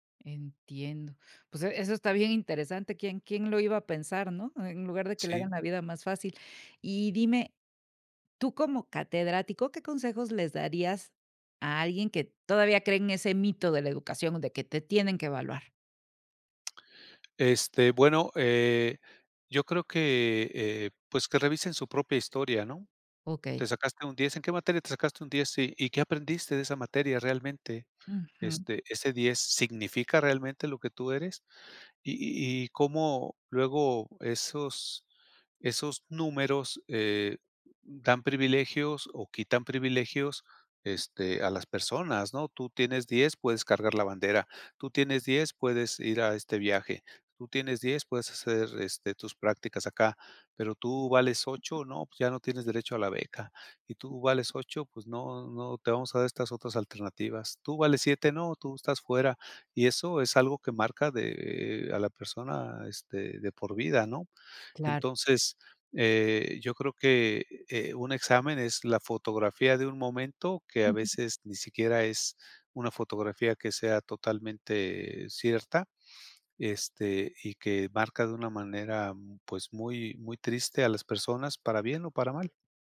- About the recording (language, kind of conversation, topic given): Spanish, podcast, ¿Qué mito sobre la educación dejaste atrás y cómo sucedió?
- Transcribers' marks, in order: chuckle